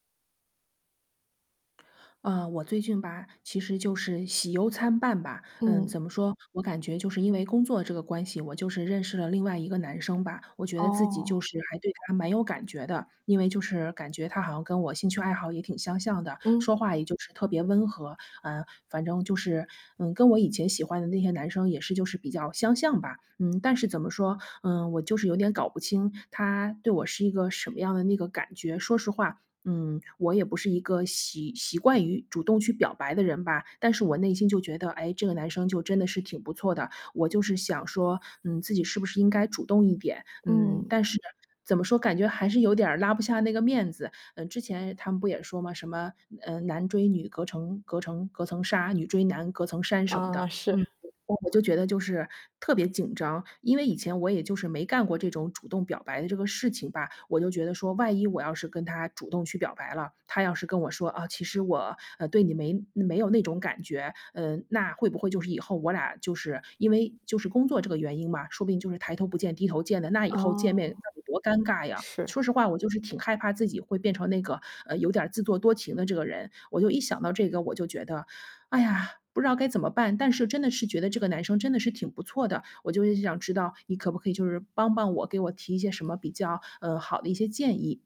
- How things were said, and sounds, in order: static; distorted speech
- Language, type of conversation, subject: Chinese, advice, 你为什么害怕向喜欢的人表白，或者担心被拒绝呢？
- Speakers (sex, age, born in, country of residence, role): female, 30-34, China, Germany, advisor; female, 40-44, China, France, user